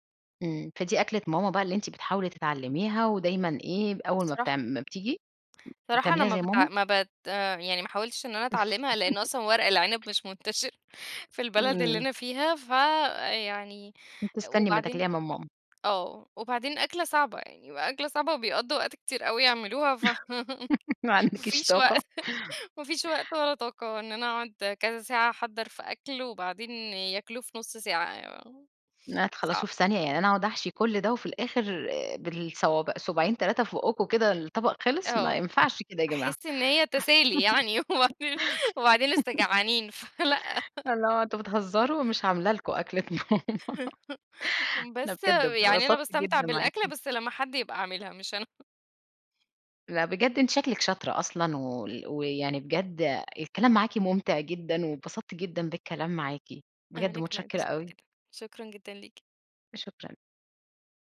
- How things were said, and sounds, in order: laugh; laughing while speaking: "مش منتشرّ"; laugh; laughing while speaking: "ما عندكيش طاقة؟"; laugh; unintelligible speech; laugh; laughing while speaking: "وبعدين وبعدين لسه جعانين، فلأ"; giggle; laugh; laughing while speaking: "النهارده"; laugh
- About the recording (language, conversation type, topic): Arabic, podcast, شو الأدوات البسيطة اللي بتسهّل عليك التجريب في المطبخ؟